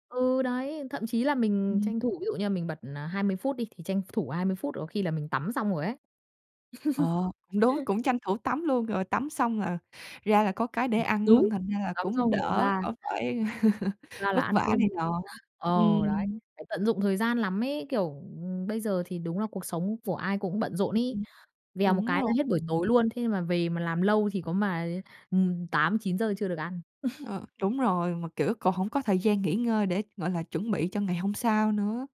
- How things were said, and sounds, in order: other background noise; laugh; tapping; laugh; chuckle
- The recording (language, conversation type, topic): Vietnamese, podcast, Bạn làm thế nào để chuẩn bị một bữa ăn vừa nhanh vừa lành mạnh?